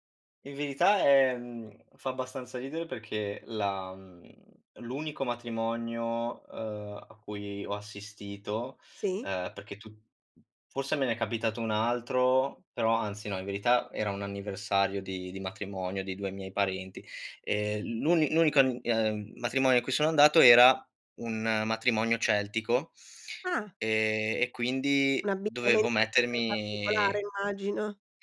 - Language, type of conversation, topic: Italian, podcast, Come descriveresti il tuo stile personale?
- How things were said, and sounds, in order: none